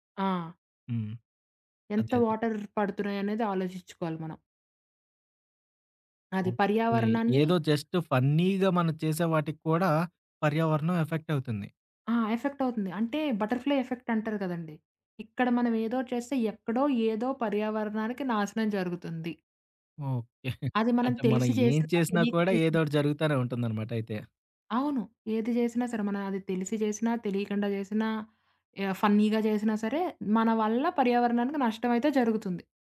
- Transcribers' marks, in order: in English: "వాటర్"; in English: "జస్ట్ ఫన్నీగా"; in English: "ఎఫెక్ట్"; in English: "ఎఫెక్ట్"; in English: "బటర్‌ఫ్లై ఎఫెక్ట్"; chuckle; in English: "ఫన్నీగా"
- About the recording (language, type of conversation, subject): Telugu, podcast, పర్యావరణ రక్షణలో సాధారణ వ్యక్తి ఏమేం చేయాలి?